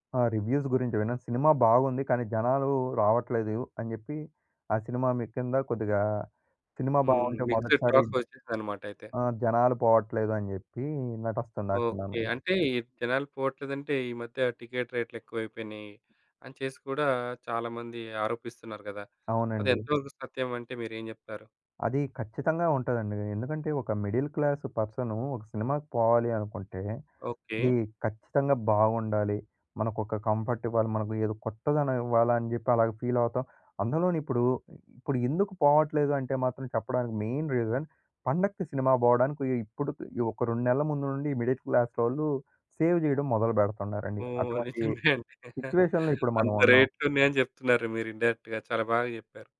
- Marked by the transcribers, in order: in English: "రివ్యూస్"; in English: "మిక్స్‌డ్‌టాక్స్"; other background noise; in English: "మిడిల్ క్లాస్"; in English: "కంఫర్ట్"; in English: "ఫీల్"; in English: "మెయిన్ రీజన్"; in English: "మిడిల్"; in English: "సేవ్"; laughing while speaking: "నిజమే అండి"; in English: "సిచ్యువేషన్‌లో"; in English: "ఇన్‌డై‌రెక్ట్‌గా"
- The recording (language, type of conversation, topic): Telugu, podcast, షేర్ చేసుకునే పాటల జాబితాకు పాటలను ఎలా ఎంపిక చేస్తారు?